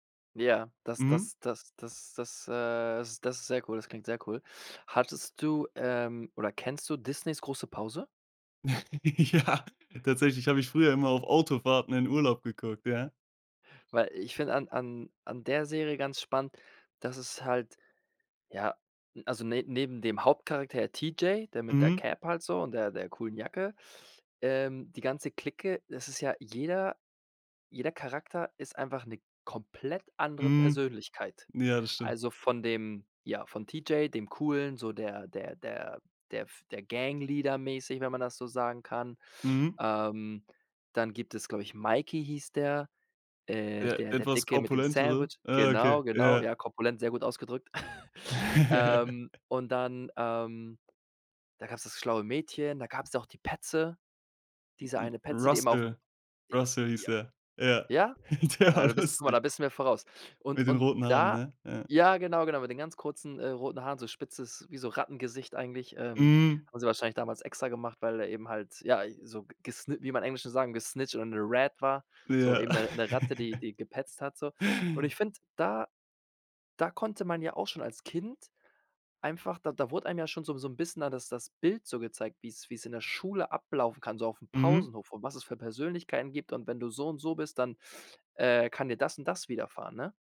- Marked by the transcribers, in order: laugh; laughing while speaking: "Ja"; put-on voice: "T. J"; put-on voice: "T. J"; in English: "Gangleader"; chuckle; laugh; other noise; laughing while speaking: "Der war lustig"; put-on voice: "gesnitcht"; in English: "rat"; stressed: "da"; laugh; stressed: "Schule"; stressed: "Pausenhof"
- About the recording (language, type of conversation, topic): German, podcast, Wie haben dich Filme persönlich am meisten verändert?